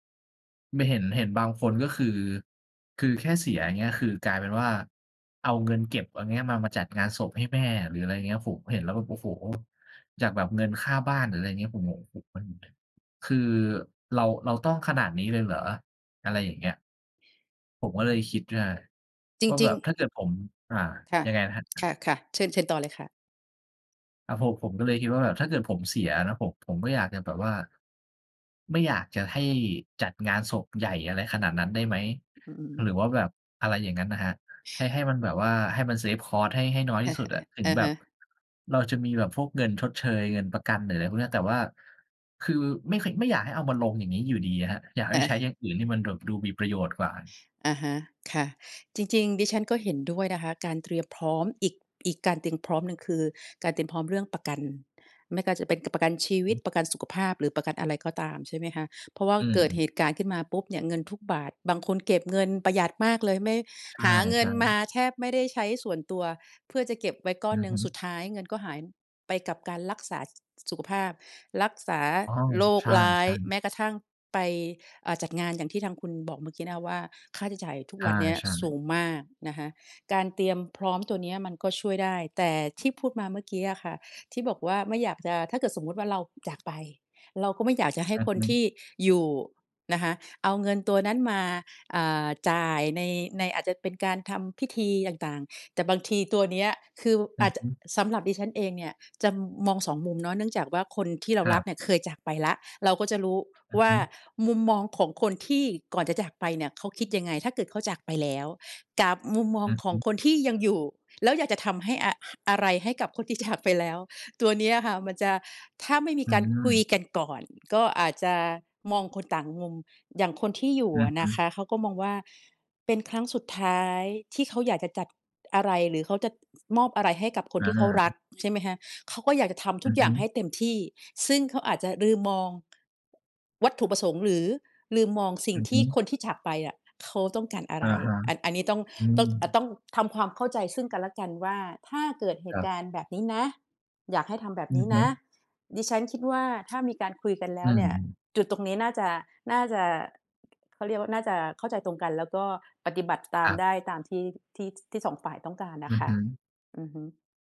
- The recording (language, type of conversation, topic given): Thai, unstructured, เราควรเตรียมตัวอย่างไรเมื่อคนที่เรารักจากไป?
- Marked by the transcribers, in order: tapping; other background noise; in English: "เซฟคอสต์"; chuckle